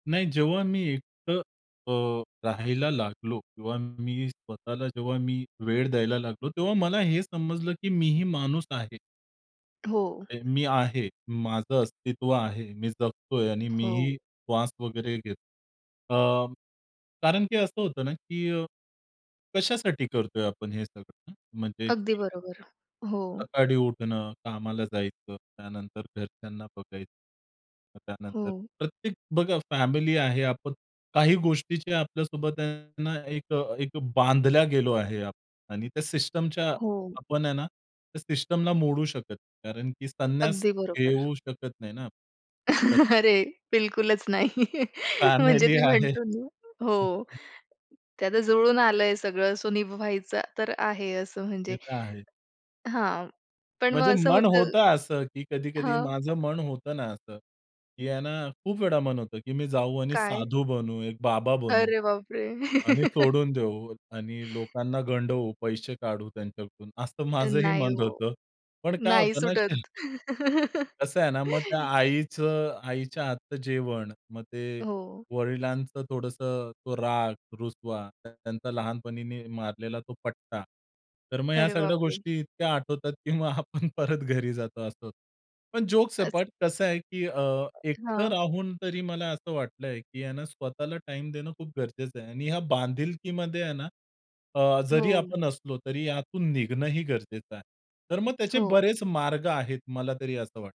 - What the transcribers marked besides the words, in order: trusting: "अ, मी आहे, माझं अस्तित्व … श्वास वगैरे घेतो"; in English: "फॅमिली"; in English: "सिस्टमच्या"; in English: "सिस्टमला"; laughing while speaking: "अरे! बिलकुलच नाही. म्हणजे ते म्हणतो ना हो"; laughing while speaking: "फॅमिली आहे"; in English: "फॅमिली"; other background noise; in English: "सो"; laughing while speaking: "अरे बाप रे!"; unintelligible speech; laugh; laughing while speaking: "मग आपण परत घरी जातो"; in English: "जोक्स अपार्ट"; trusting: "कसं आहे, की अ, एकटं … तरी असं वाटतं"; in English: "टाईम"
- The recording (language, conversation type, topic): Marathi, podcast, तुम्ही एकटे राहून स्वतःला कसे समजून घेता?